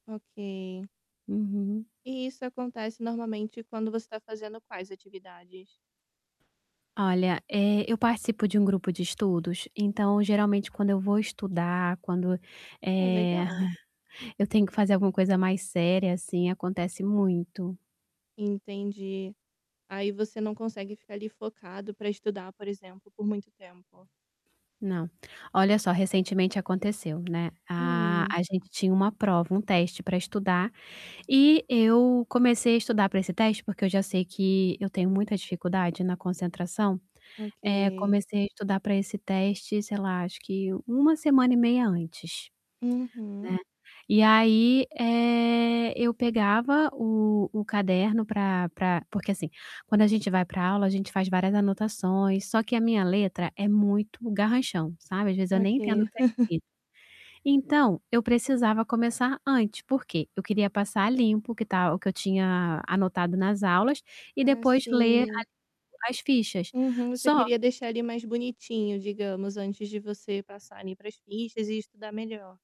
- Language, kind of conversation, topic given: Portuguese, advice, Como posso manter a concentração por várias horas sem perder o foco?
- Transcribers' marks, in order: tapping; static; other background noise; chuckle; distorted speech